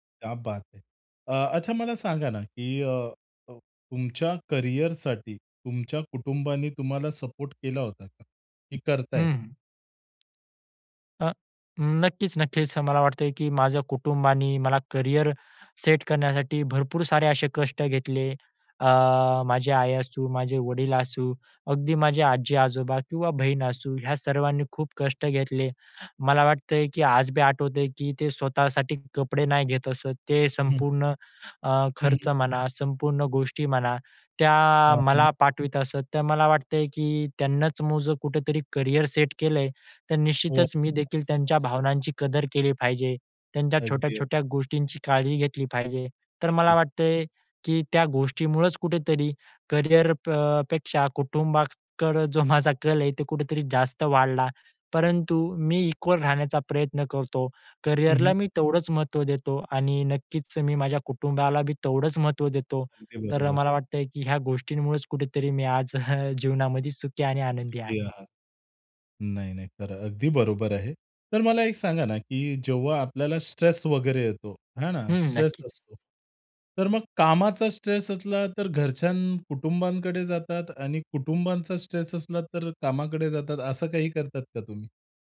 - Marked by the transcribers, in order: in English: "क्या बात है"; other noise; tapping; other background noise; unintelligible speech; laughing while speaking: "कल आहे"; laughing while speaking: "जीवनामध्ये"
- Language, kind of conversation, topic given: Marathi, podcast, कुटुंब आणि करिअरमध्ये प्राधान्य कसे ठरवता?